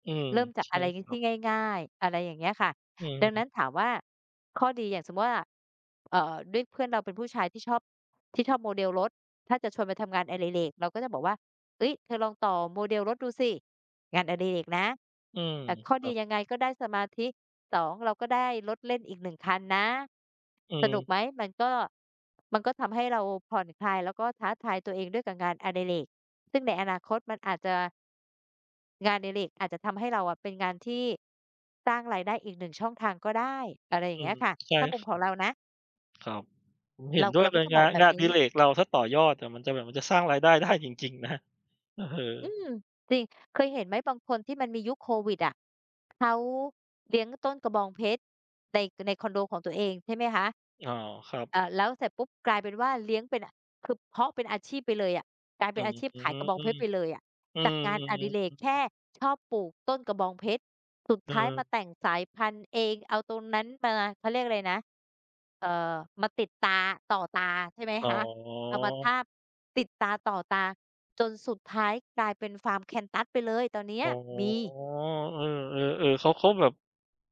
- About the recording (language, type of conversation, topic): Thai, unstructured, สิ่งที่คุณชอบที่สุดเกี่ยวกับงานอดิเรกของคุณคืออะไร?
- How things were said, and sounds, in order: other background noise; laughing while speaking: "ได้"; laughing while speaking: "นะ เออ"; drawn out: "อ๋อ"